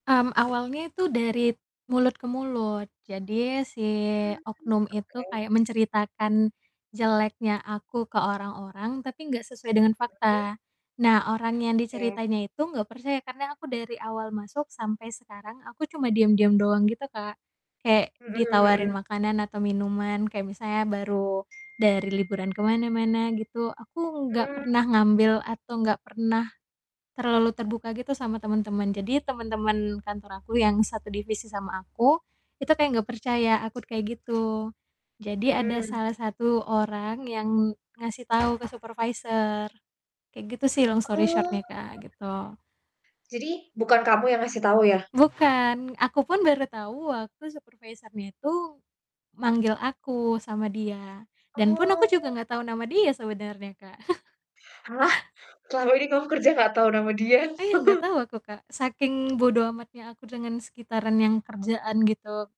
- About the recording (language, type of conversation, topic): Indonesian, unstructured, Apa hal paling mengejutkan yang pernah kamu alami di tempat kerja?
- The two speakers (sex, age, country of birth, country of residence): female, 25-29, Indonesia, Indonesia; female, 25-29, Indonesia, Indonesia
- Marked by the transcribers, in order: static; distorted speech; alarm; mechanical hum; other background noise; door; in English: "long story short-nya"; chuckle; chuckle